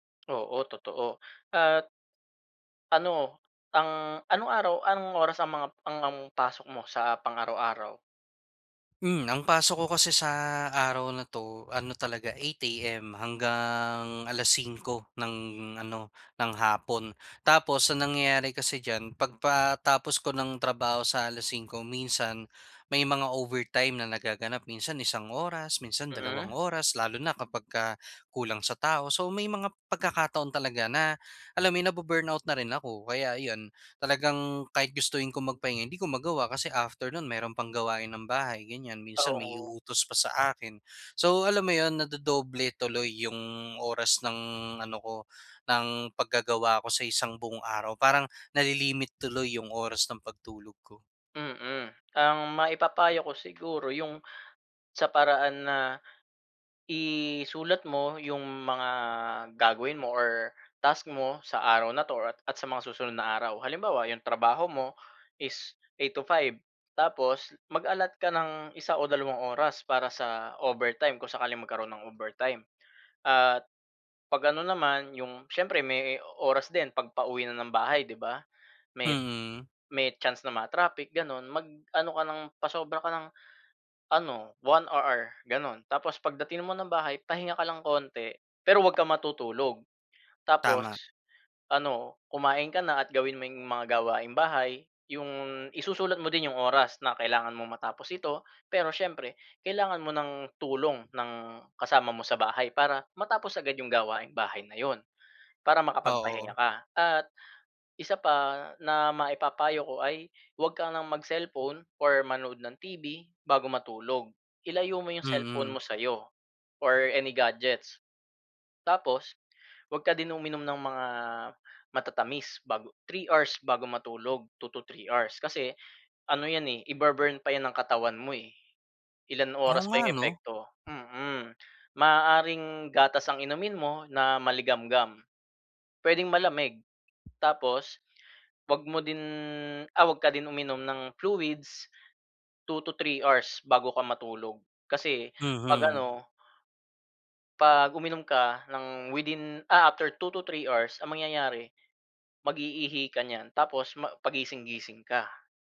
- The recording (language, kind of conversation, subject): Filipino, advice, Bakit hindi ako makapanatili sa iisang takdang oras ng pagtulog?
- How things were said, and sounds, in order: in English: "nabu-burnout"